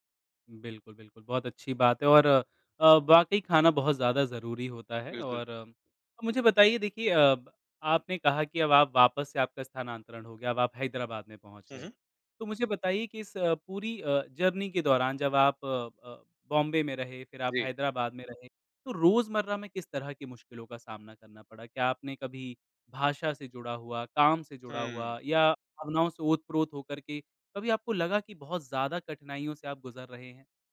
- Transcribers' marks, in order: tapping; in English: "जर्नी"
- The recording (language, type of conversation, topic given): Hindi, podcast, प्रवास के दौरान आपको सबसे बड़ी मुश्किल क्या लगी?